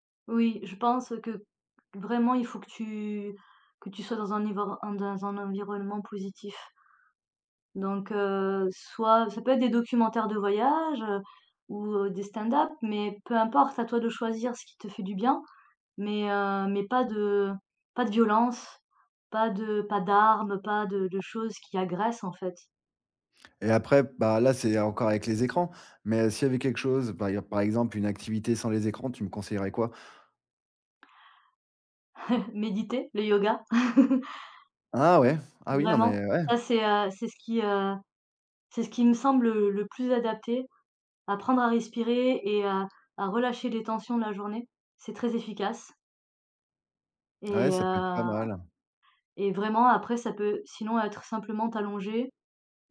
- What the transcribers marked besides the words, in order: chuckle; chuckle
- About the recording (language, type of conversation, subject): French, advice, Comment puis-je remplacer le grignotage nocturne par une habitude plus saine ?